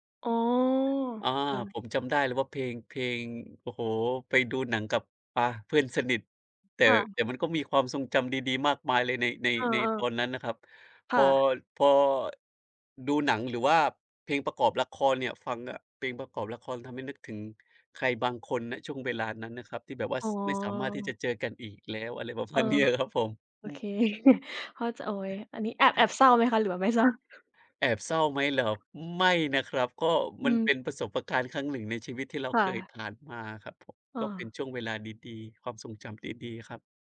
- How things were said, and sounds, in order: tapping; other noise; laughing while speaking: "เนี้ยอะครับผม"; laughing while speaking: "โอเค"; laughing while speaking: "เศร้า ?"; other background noise; "ประสบการณ์" said as "ประสบประการณ์"
- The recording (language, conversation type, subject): Thai, unstructured, เพลงไหนที่ฟังแล้วทำให้คุณนึกถึงความทรงจำดีๆ?